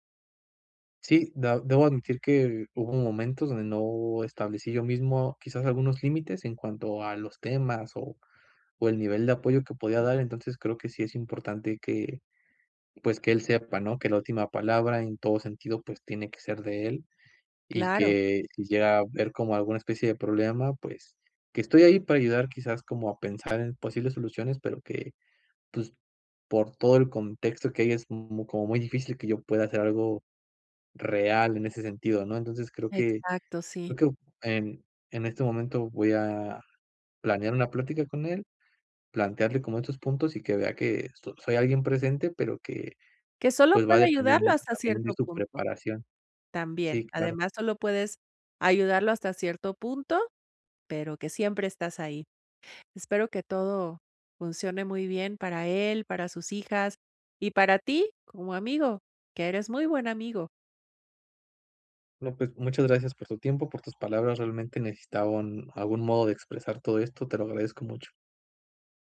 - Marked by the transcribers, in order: other background noise
- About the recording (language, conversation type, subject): Spanish, advice, ¿Cómo puedo apoyar a alguien que está atravesando cambios importantes en su vida?